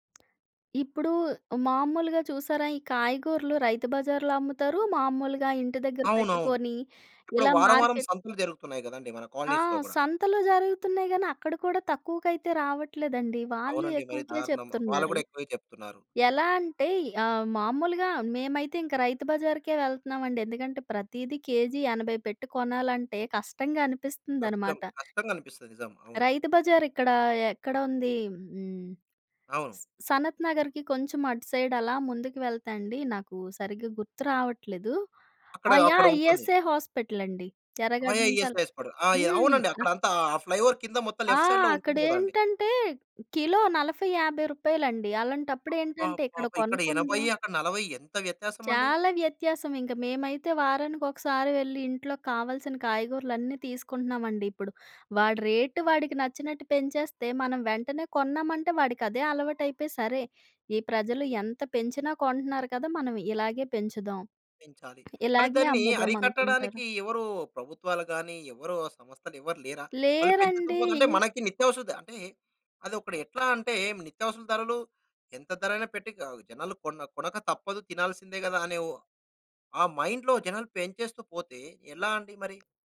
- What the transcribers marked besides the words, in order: tapping; in English: "మార్కెట్"; in English: "కాలనీస్‌లో"; in English: "సైడ్"; in English: "ఇఎస్ఐ హాస్పిటల్"; in English: "ఎస్ ఎస్"; in English: "ఫ్లై‌ఓవర్"; in English: "లెఫ్ట్ సైడ్‌లో"; in English: "రేట్"; drawn out: "లేరండి"; in English: "మైండ్‌లో"
- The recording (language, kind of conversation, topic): Telugu, podcast, బజార్‌లో ధరలు ఒక్కసారిగా మారి గందరగోళం ఏర్పడినప్పుడు మీరు ఏమి చేశారు?